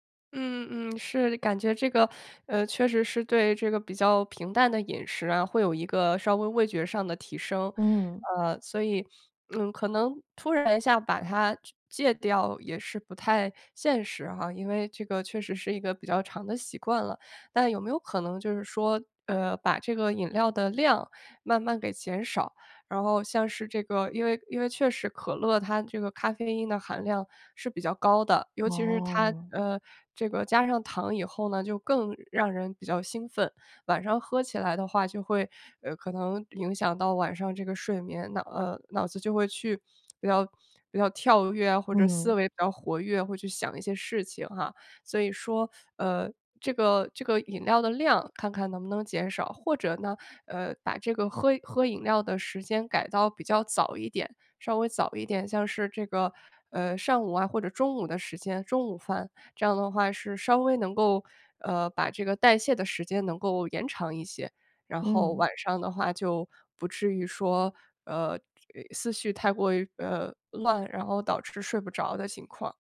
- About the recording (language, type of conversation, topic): Chinese, advice, 怎样通过调整饮食来改善睡眠和情绪？
- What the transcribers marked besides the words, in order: none